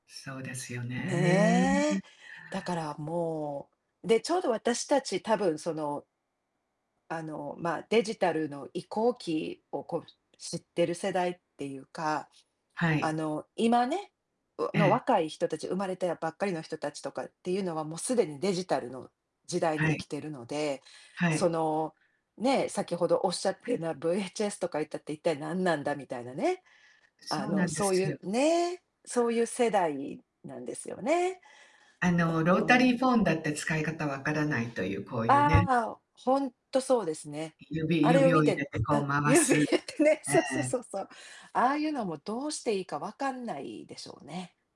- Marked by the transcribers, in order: distorted speech; in English: "ロータリーフォン"; laughing while speaking: "指入れてね、そう そう そう そう"
- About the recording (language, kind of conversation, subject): Japanese, unstructured, テクノロジーの進化によって、あなたの生活はどのように変わりましたか？